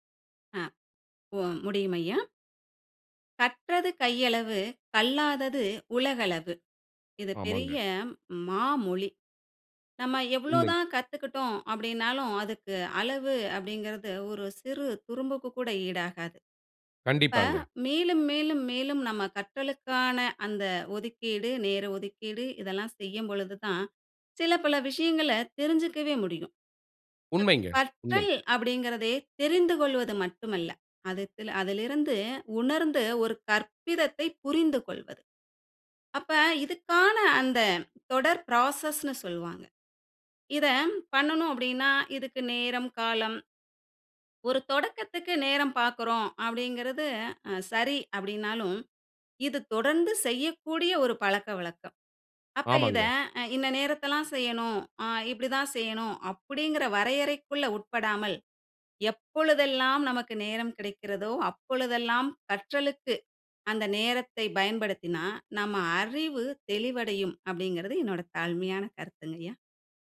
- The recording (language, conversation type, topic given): Tamil, podcast, ஒரு சாதாரண நாளில் நீங்கள் சிறிய கற்றல் பழக்கத்தை எப்படித் தொடர்கிறீர்கள்?
- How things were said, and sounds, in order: in English: "பிராசஸ்ணு"; "நேரத்துல தான்" said as "நேரத்தலாம்"